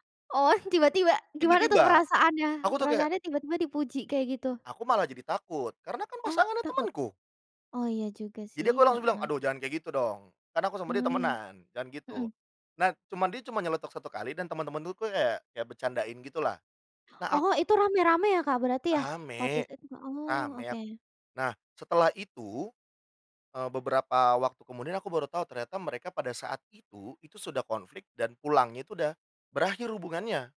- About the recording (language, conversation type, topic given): Indonesian, podcast, Pernahkah kamu mengalami kebetulan yang memengaruhi hubungan atau kisah cintamu?
- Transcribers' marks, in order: other background noise